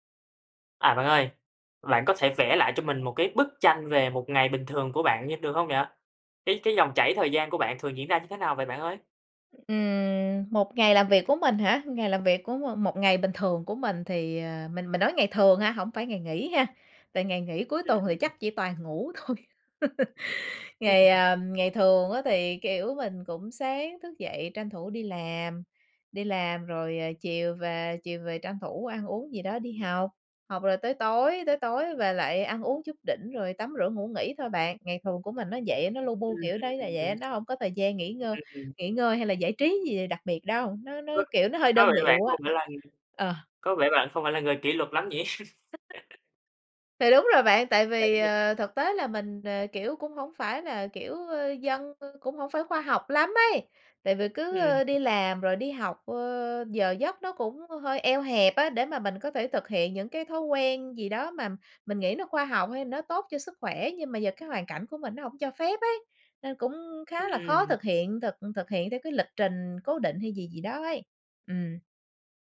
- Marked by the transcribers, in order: other background noise; laughing while speaking: "thôi"; unintelligible speech; laugh; tapping; other noise; unintelligible speech; laugh; unintelligible speech
- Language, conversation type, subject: Vietnamese, podcast, Bạn quản lý thời gian học như thế nào?
- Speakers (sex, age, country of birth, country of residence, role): female, 35-39, Vietnam, Germany, guest; male, 20-24, Vietnam, Vietnam, host